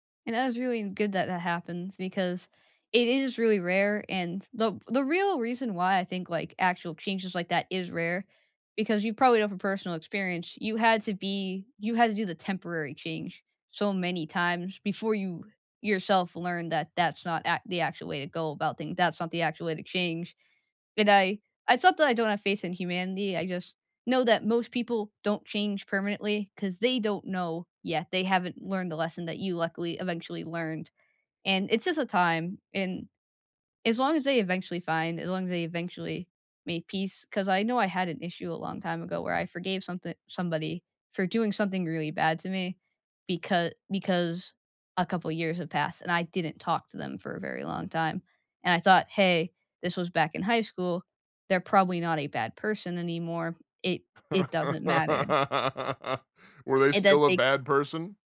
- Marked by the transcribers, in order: laugh
- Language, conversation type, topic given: English, unstructured, Is it fair to judge someone by their past mistakes?
- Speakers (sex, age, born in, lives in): female, 20-24, United States, United States; male, 35-39, United States, United States